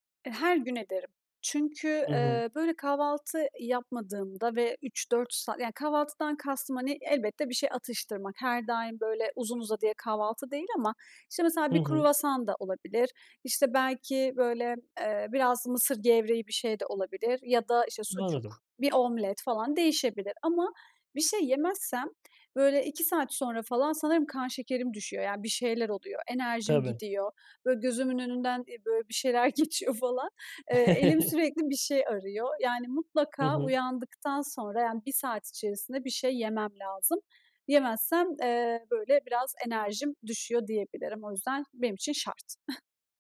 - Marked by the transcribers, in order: laughing while speaking: "geçiyor falan"; chuckle; chuckle
- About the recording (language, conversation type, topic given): Turkish, podcast, Kahvaltı senin için nasıl bir ritüel, anlatır mısın?